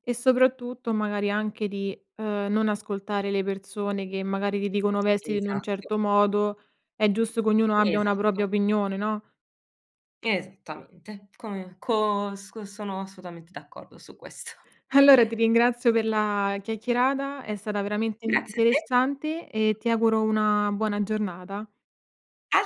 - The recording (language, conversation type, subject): Italian, podcast, Hai mai cambiato look per sentirti più sicuro?
- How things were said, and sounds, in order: "opinione" said as "opignone"; laughing while speaking: "Allora"; laughing while speaking: "questo"; chuckle